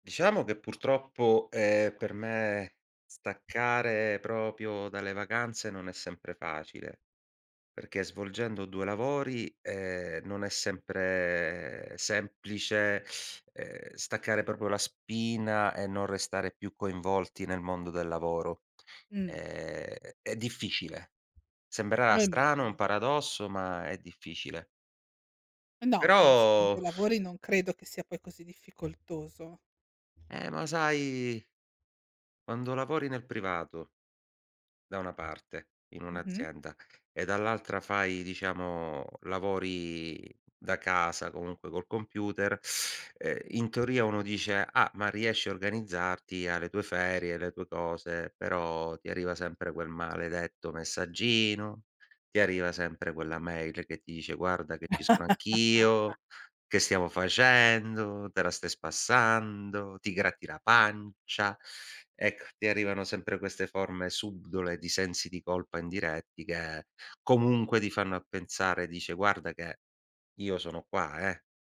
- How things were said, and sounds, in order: tapping; drawn out: "sempre"; teeth sucking; "Rimugini" said as "remuguni"; drawn out: "Però"; exhale; drawn out: "sai"; teeth sucking; put-on voice: "maledetto messaggino, ti arriva sempre … gratti la pancia"; laugh; teeth sucking
- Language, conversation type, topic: Italian, podcast, Come pianifichi le vacanze per staccare davvero dal lavoro?